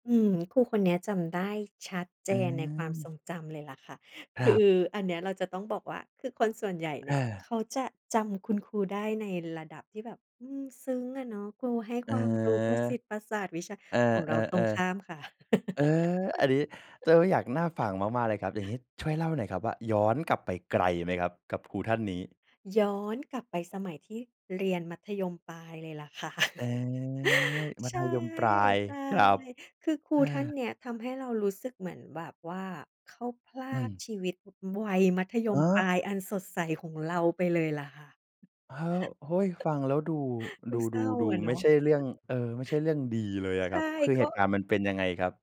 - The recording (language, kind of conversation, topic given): Thai, podcast, มีครูคนไหนที่คุณยังจำได้อยู่ไหม และเพราะอะไร?
- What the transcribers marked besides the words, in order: chuckle; chuckle; sigh; chuckle